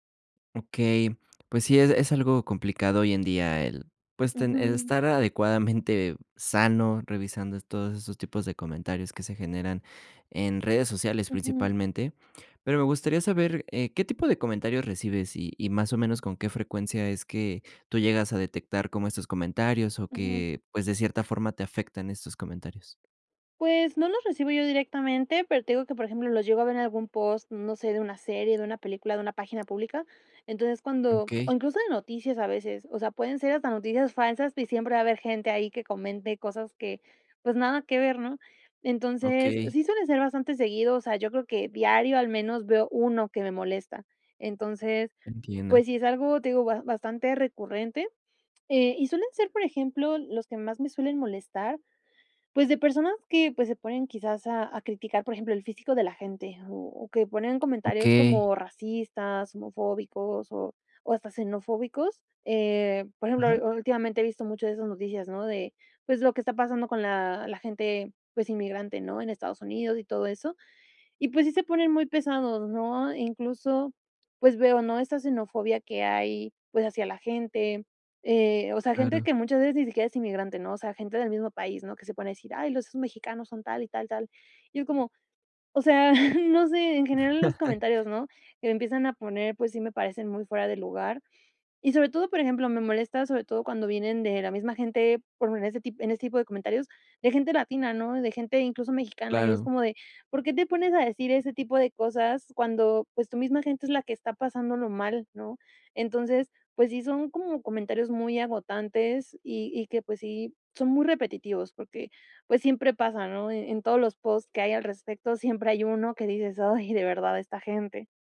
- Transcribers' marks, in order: chuckle
- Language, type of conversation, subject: Spanish, advice, ¿Cómo te han afectado los comentarios negativos en redes sociales?